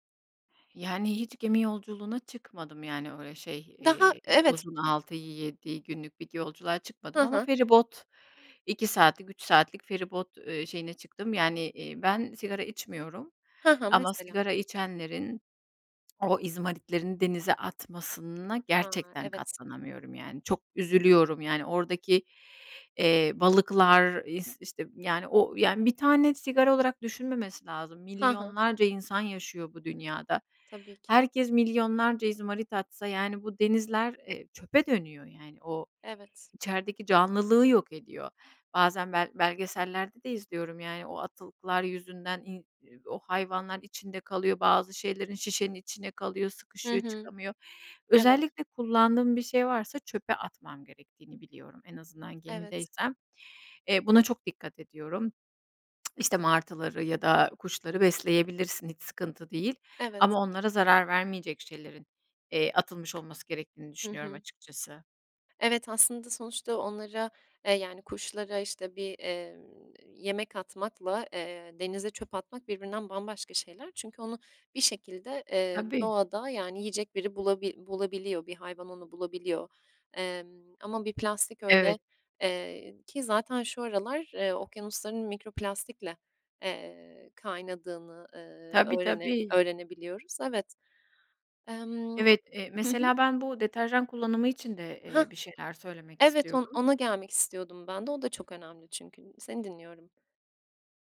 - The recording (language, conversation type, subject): Turkish, podcast, Kıyı ve denizleri korumaya bireyler nasıl katkıda bulunabilir?
- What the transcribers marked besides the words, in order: other noise; other background noise; swallow; tapping; lip smack